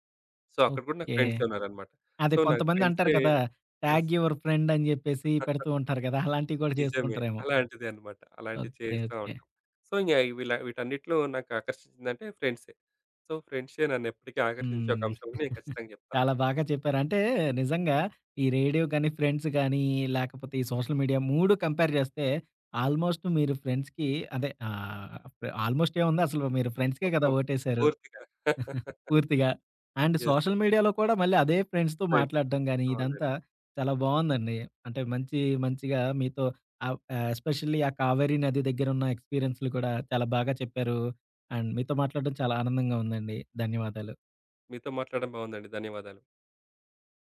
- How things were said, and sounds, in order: in English: "సో"; in English: "ట్యాగ్ యూవర్ ఫ్రెండ్"; in English: "సో"; in English: "యెస్"; chuckle; in English: "సో"; in English: "సో"; "ఫ్రెండ్సే" said as "ఫ్రెండ్షే"; giggle; tapping; in English: "ఫ్రెండ్స్"; in English: "సోషల్ మీడియా"; in English: "కంపేర్"; in English: "ఆల్‍మోస్ట్"; in English: "ఫ్రెండ్స్‌కి"; in English: "ఆల్‍మోస్ట్"; in English: "ఫ్రెండ్స్‌కే"; giggle; in English: "అండ్ సోషల్ మీడియాలో"; chuckle; in English: "యెస్"; in English: "ఫ్రెండ్స్‌తో"; in English: "ఫ్రెండ్స్"; in English: "ఎస్పెషల్లీ"; in English: "అండ్"
- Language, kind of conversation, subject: Telugu, podcast, రేడియో వినడం, స్నేహితులతో పక్కాగా సమయం గడపడం, లేక సామాజిక మాధ్యమాల్లో ఉండడం—మీకేం ఎక్కువగా ఆకర్షిస్తుంది?